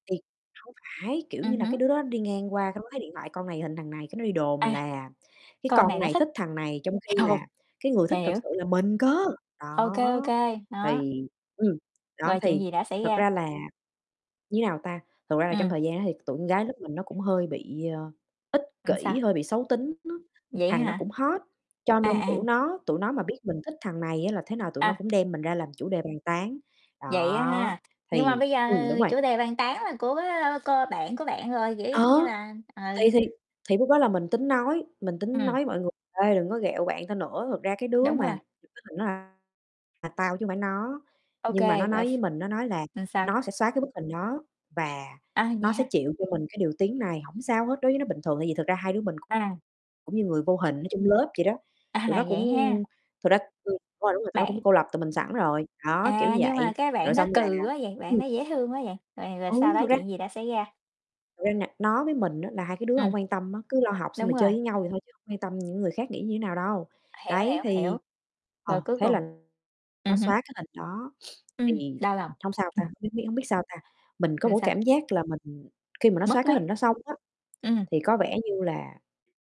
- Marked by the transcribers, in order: distorted speech; other background noise; static; in English: "hot"; tapping; "là" said as "ừn"; sniff
- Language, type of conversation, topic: Vietnamese, unstructured, Bạn có kỷ niệm vui nào khi học cùng bạn bè không?